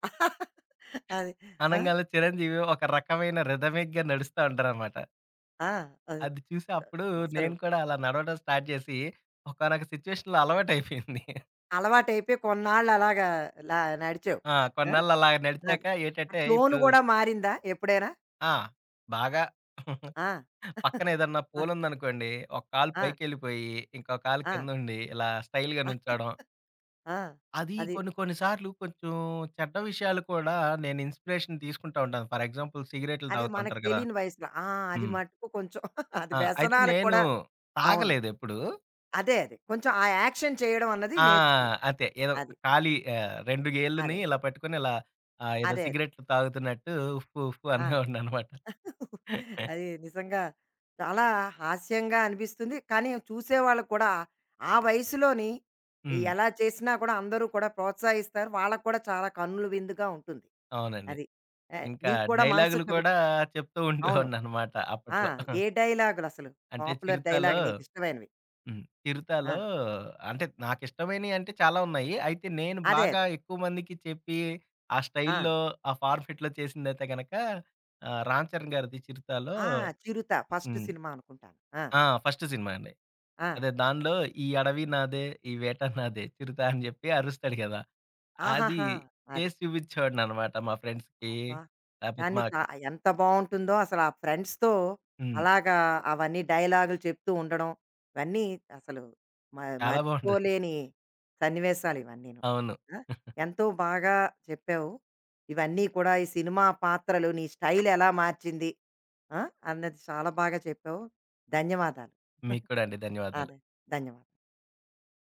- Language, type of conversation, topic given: Telugu, podcast, ఏ సినిమా పాత్ర మీ స్టైల్‌ను మార్చింది?
- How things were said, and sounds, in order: laugh; tapping; in English: "రిథమిక్‌గా"; in English: "స్టార్ట్"; in English: "సిచ్యువేషన్‌లో"; laughing while speaking: "అలవాటయిపోయింది"; in English: "టోన్"; chuckle; in English: "స్టైల్‌గా"; chuckle; other background noise; in English: "ఇన్స్‌పిరేషన్"; in English: "ఫర్ ఎగ్జాంపుల్"; chuckle; in English: "యాక్షన్"; chuckle; laughing while speaking: "ఉండేవాడిననమాట"; giggle; in English: "పాపులర్ డైలాగ్"; in English: "స్టైల్‌లో"; in English: "ఫార్ఫిట్‌లో"; in English: "ఫస్ట్"; in English: "ఫస్ట్"; laughing while speaking: "వేట నాదే చిరుతా అని చెప్పి అరుస్తాడు కదా! అది చేసి చూపిచ్చేవాడినన్నమాట"; in English: "ఫ్రెండ్స్‌కి"; in English: "ఫ్రెండ్స్‌తో"; laughing while speaking: "బావుంటది"; chuckle; chuckle